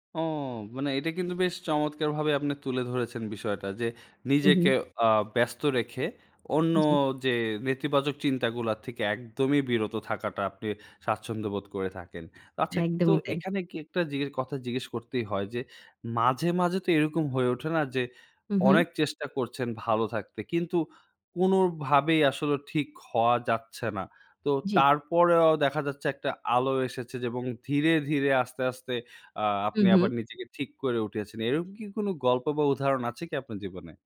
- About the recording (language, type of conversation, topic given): Bengali, podcast, আঘাত বা অসুস্থতার পর মনকে কীভাবে চাঙ্গা রাখেন?
- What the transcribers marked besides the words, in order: "জিজ্ঞেস" said as "জিগে"